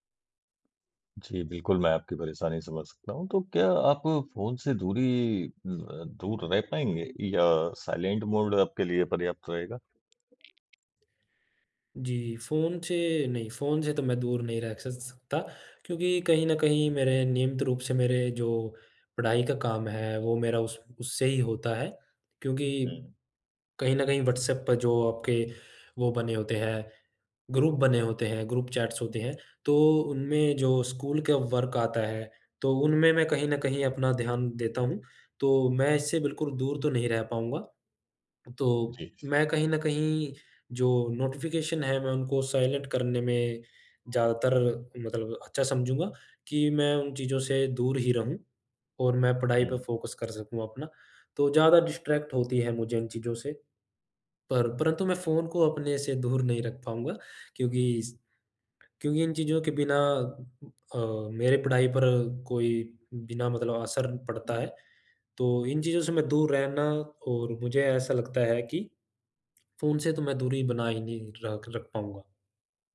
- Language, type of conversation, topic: Hindi, advice, फोकस बढ़ाने के लिए मैं अपने फोन और नोटिफिकेशन पर सीमाएँ कैसे लगा सकता/सकती हूँ?
- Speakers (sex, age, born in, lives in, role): male, 35-39, India, India, advisor; male, 45-49, India, India, user
- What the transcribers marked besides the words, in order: other background noise; in English: "साइलेंट मोड"; in English: "ग्रुप"; in English: "ग्रुप"; in English: "वर्क"; in English: "साइलेंट"; in English: "फ़ोकस"; in English: "डिस्ट्रैक्ट"